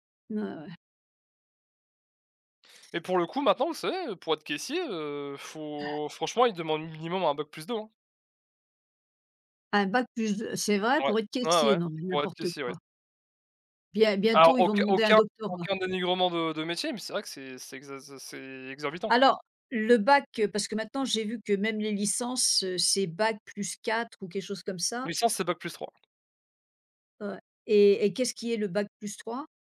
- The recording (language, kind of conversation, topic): French, unstructured, Comment aimes-tu célébrer tes réussites ?
- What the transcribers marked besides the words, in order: none